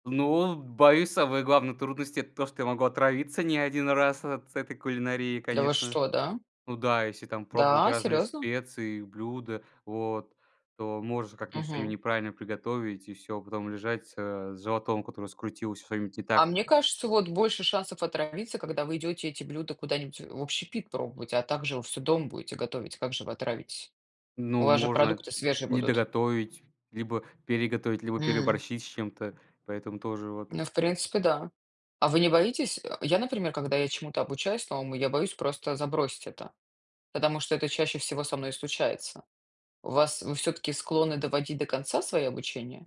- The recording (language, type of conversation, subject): Russian, unstructured, Какое умение ты хотел бы освоить в этом году?
- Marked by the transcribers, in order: other background noise; tapping